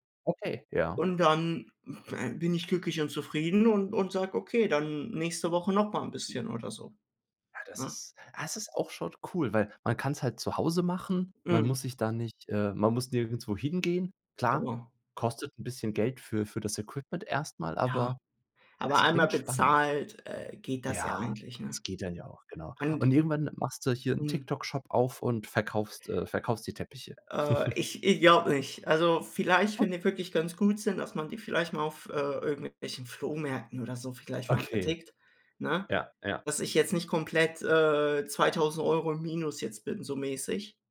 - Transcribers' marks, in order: surprised: "Okay"; other noise; giggle; other background noise
- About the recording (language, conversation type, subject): German, unstructured, Was nervt dich am meisten, wenn du ein neues Hobby ausprobierst?